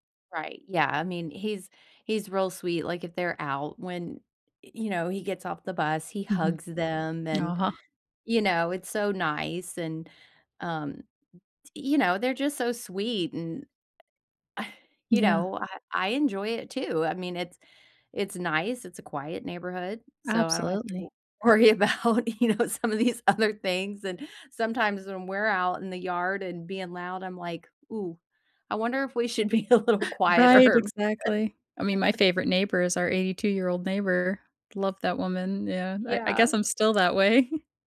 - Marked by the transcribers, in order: scoff; other background noise; laughing while speaking: "worry about, you know, some of these other things"; laughing while speaking: "should be a little quieter?"; laugh; giggle
- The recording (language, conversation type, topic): English, unstructured, How can I make moments meaningful without overplanning?